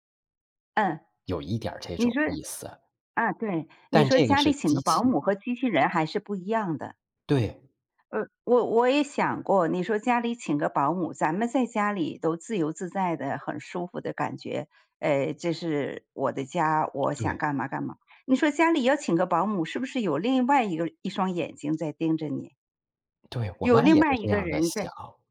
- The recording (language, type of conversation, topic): Chinese, unstructured, 你觉得科技让生活更方便了，还是更复杂了？
- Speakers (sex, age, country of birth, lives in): female, 40-44, China, United States; male, 40-44, China, Thailand
- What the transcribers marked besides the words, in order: other background noise